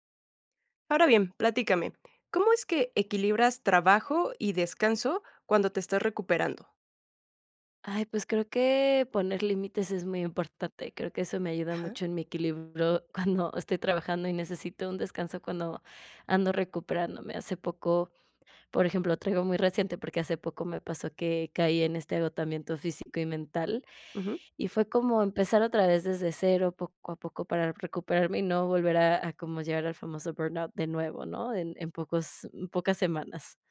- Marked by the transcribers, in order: chuckle; in English: "burnout"
- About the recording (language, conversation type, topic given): Spanish, podcast, ¿Cómo equilibras el trabajo y el descanso durante tu recuperación?